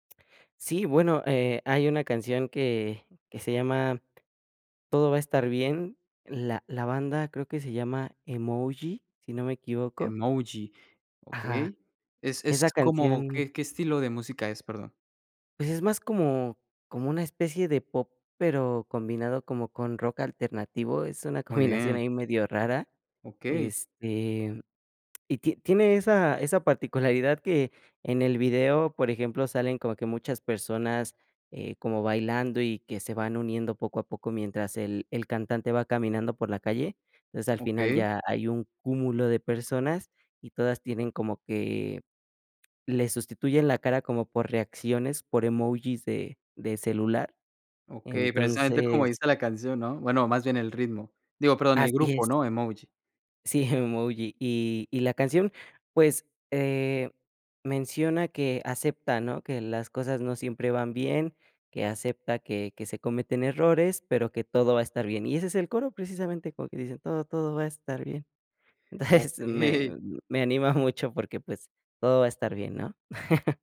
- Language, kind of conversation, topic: Spanish, podcast, ¿Qué canción te pone de buen humor al instante?
- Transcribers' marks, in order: tapping; singing: "Todo, todo va a estar bien"; laughing while speaking: "Entonces"; chuckle